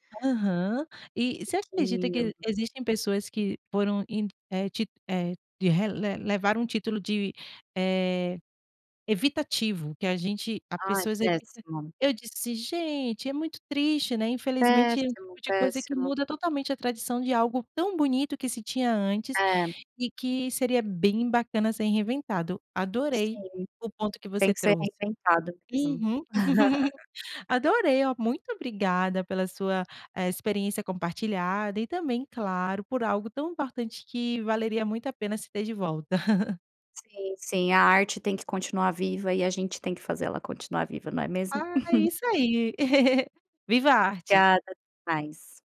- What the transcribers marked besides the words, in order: tapping; chuckle; chuckle; chuckle
- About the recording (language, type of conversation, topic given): Portuguese, podcast, Você tem alguma tradição que os jovens reinventaram?